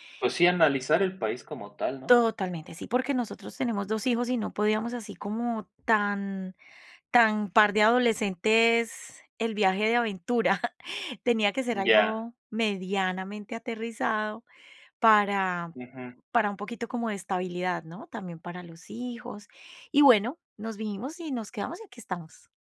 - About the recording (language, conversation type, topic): Spanish, podcast, Cuéntame sobre uno de tus viajes favoritos: ¿qué lo hizo tan especial?
- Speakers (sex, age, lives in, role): female, 50-54, Italy, guest; male, 20-24, Mexico, host
- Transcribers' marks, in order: giggle